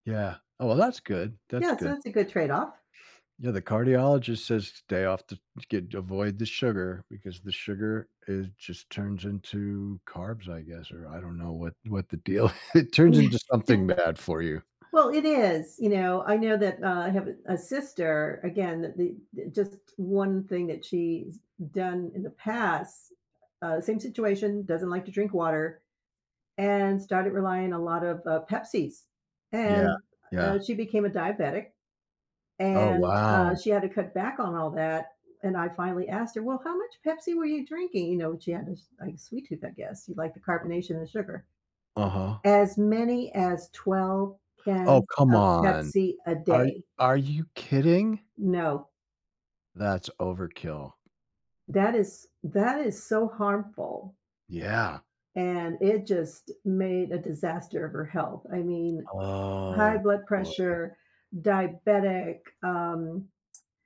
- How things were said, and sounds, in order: laughing while speaking: "deal"; chuckle; tapping; other noise; other background noise; drawn out: "Oh"
- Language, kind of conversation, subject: English, unstructured, Between coffee and tea, which would you choose to start your day?